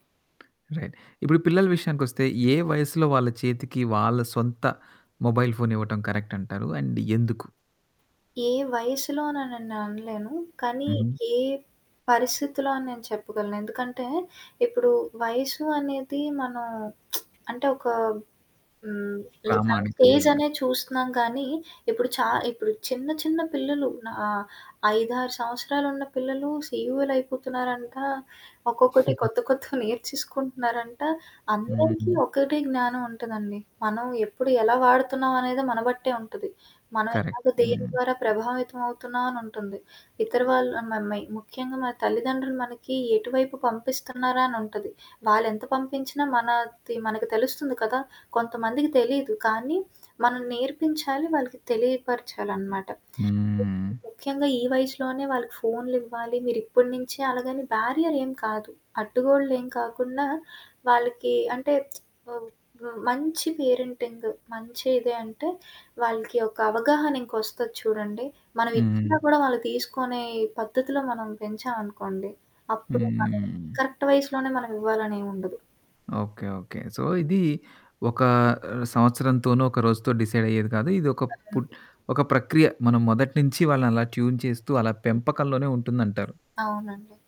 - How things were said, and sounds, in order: other background noise; in English: "రైట్"; in English: "మొబైల్"; in English: "అండ్"; static; lip smack; in English: "లైక్"; giggle; in English: "కరక్ట్"; unintelligible speech; lip smack; in English: "పేరెంటింగ్"; in English: "కరెక్ట్"; in English: "సో"; in English: "ట్యూన్"
- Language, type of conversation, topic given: Telugu, podcast, మీరు మీ పిల్లలతో లేదా కుటుంబంతో కలిసి పనులను పంచుకుని నిర్వహించడానికి ఏవైనా సాధనాలు ఉపయోగిస్తారా?